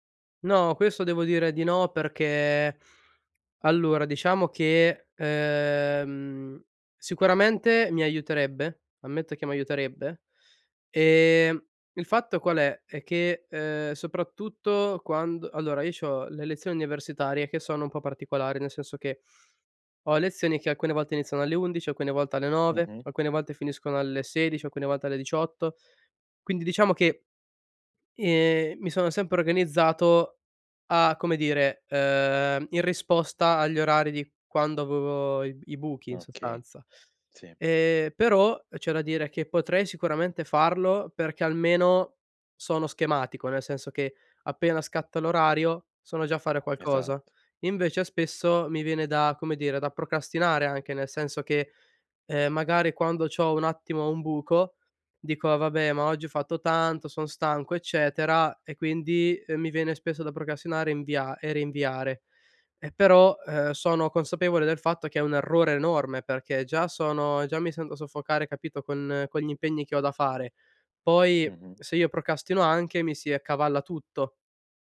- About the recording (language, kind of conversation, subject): Italian, advice, Come posso gestire un carico di lavoro eccessivo e troppe responsabilità senza sentirmi sopraffatto?
- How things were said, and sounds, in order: "universitarie" said as "niversitarie"; "procrastinare" said as "procastinare"; "procrastinare" said as "procastinare"; "procrastino" said as "procastino"